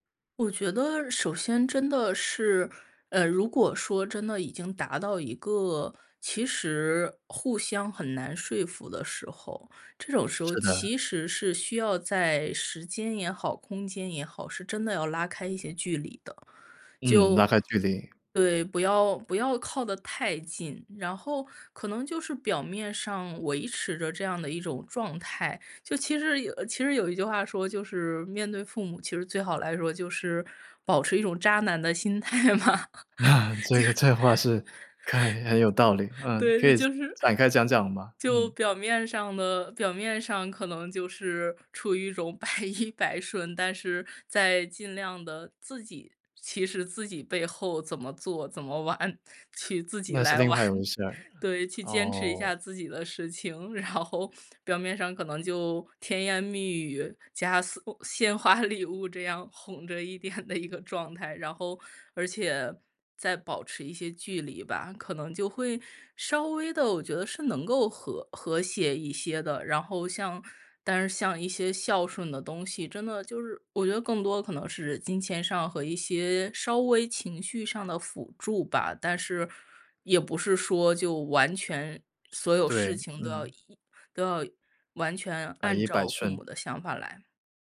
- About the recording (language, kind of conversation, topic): Chinese, podcast, 当被家人情绪勒索时你怎么办？
- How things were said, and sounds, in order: chuckle; laughing while speaking: "态嘛。就 对，就是"; laughing while speaking: "百依百顺"; laughing while speaking: "玩，去自己来玩。对，去坚持 … 点的一个状态"; tapping